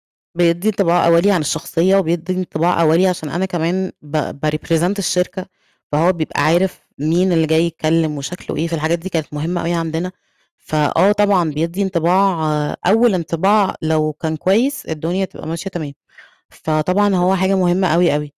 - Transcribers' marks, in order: in English: "بrepresent"
- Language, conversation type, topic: Arabic, podcast, احكيلي عن أول مرة حسّيتي إن لبسك بيعبر عنك؟